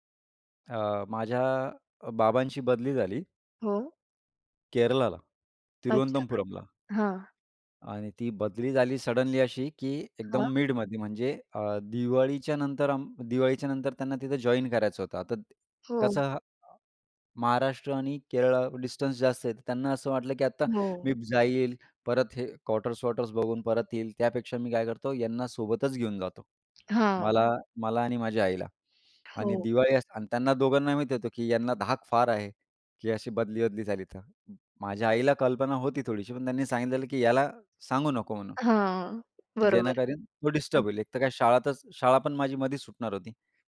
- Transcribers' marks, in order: tapping; other background noise; background speech
- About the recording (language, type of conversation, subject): Marathi, podcast, बाबा-आजोबांच्या स्थलांतराच्या गोष्टी सांगशील का?